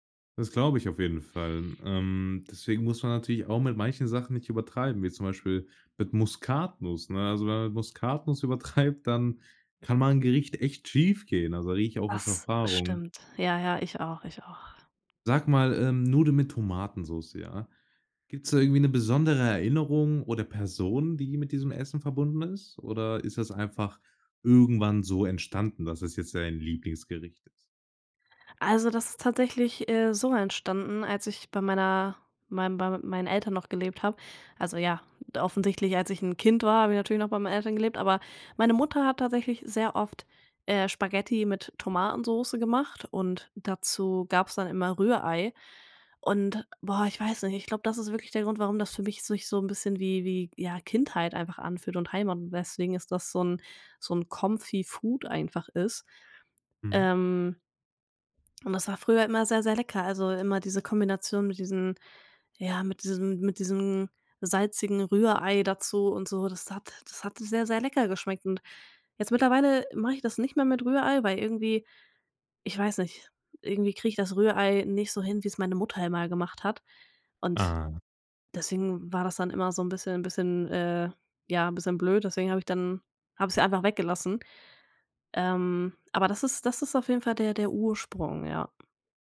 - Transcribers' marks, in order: laughing while speaking: "übertreibt"; in English: "Comfy-Food"
- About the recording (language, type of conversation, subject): German, podcast, Erzähl mal: Welches Gericht spendet dir Trost?